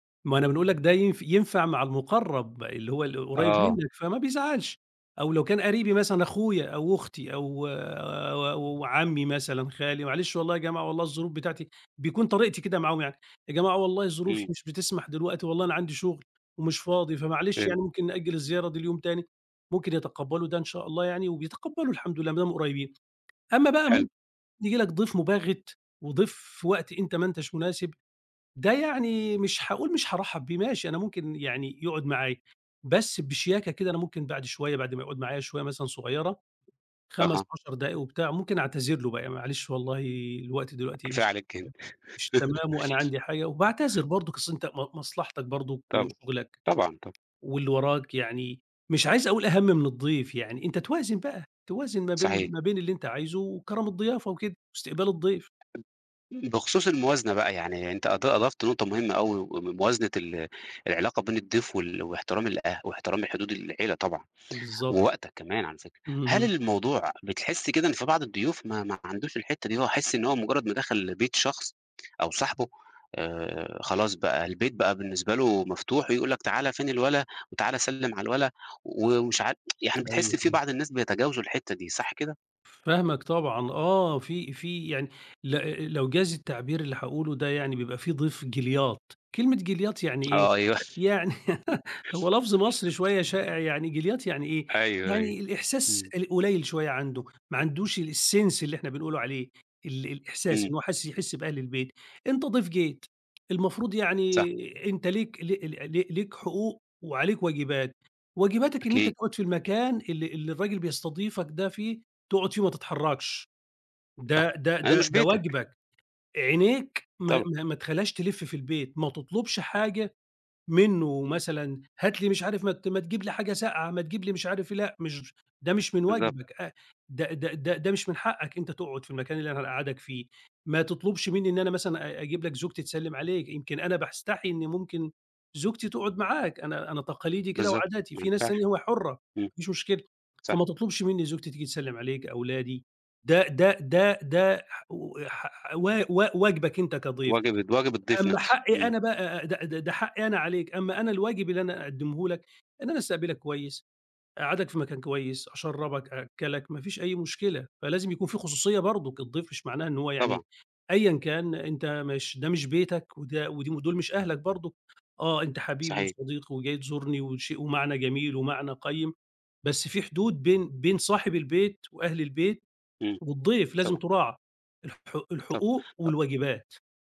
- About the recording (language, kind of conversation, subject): Arabic, podcast, إيه معنى الضيافة بالنسبالكوا؟
- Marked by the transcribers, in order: tapping; other background noise; laugh; tsk; laugh; chuckle; in English: "الsense"